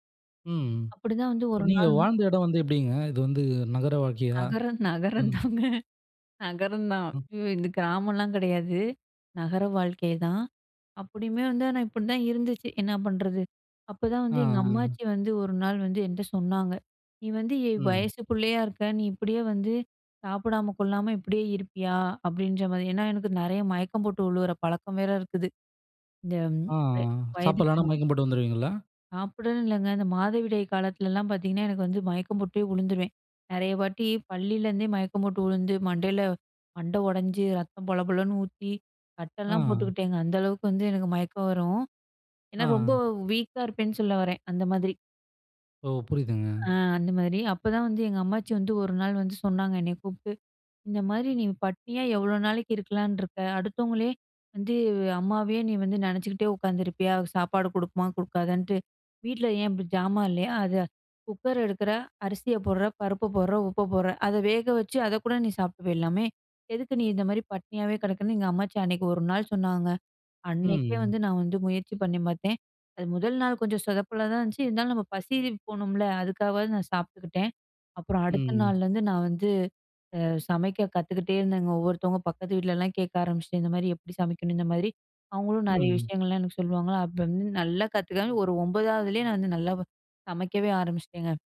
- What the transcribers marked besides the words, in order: laughing while speaking: "நகரம் நகரம் தாங்க!"; drawn out: "ம்"; unintelligible speech; other background noise
- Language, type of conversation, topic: Tamil, podcast, சிறு வயதில் கற்றுக்கொண்டது இன்றும் உங்களுக்கு பயனாக இருக்கிறதா?